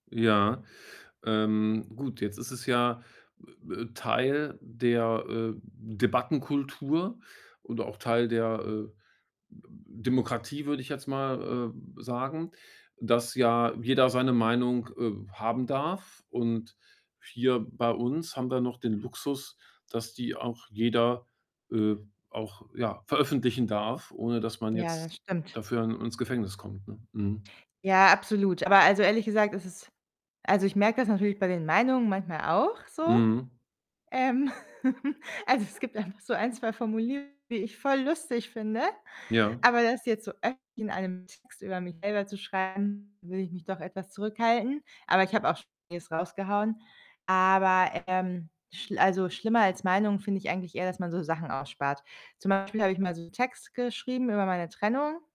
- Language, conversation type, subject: German, advice, Wie zeigt sich deine Angst vor öffentlicher Kritik und Bewertung?
- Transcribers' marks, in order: other noise; tapping; other background noise; laughing while speaking: "Ähm"; giggle; laughing while speaking: "gibt einfach"; distorted speech